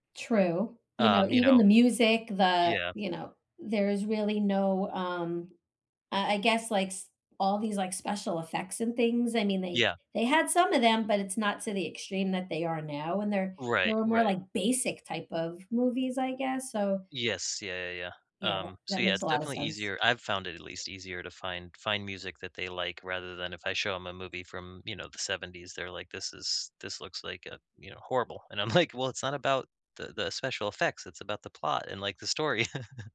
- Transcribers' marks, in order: tapping; stressed: "basic"; laughing while speaking: "like"; chuckle
- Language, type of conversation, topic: English, unstructured, What is one thing you have learned that made you really happy?
- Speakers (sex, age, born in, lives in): female, 50-54, United States, United States; male, 35-39, United States, United States